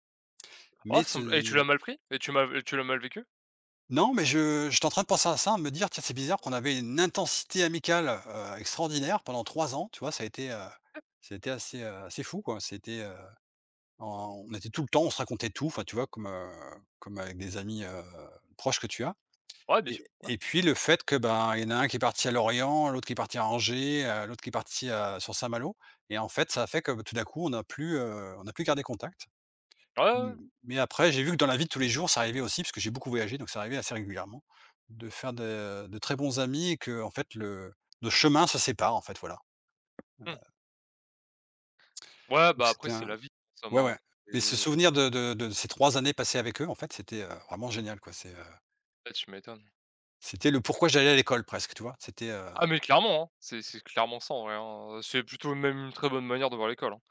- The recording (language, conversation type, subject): French, unstructured, Quel est ton souvenir préféré à l’école ?
- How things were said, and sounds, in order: other noise; tapping